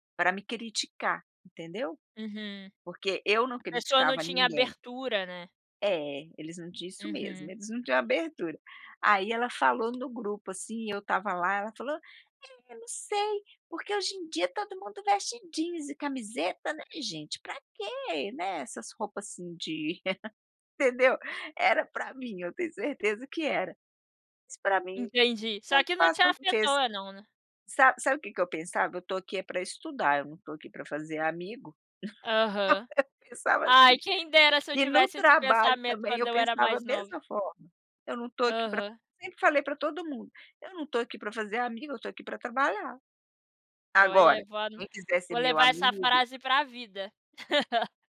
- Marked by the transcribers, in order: chuckle; laugh; laugh
- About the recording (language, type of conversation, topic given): Portuguese, podcast, Como lidar com opiniões dos outros sobre seu estilo?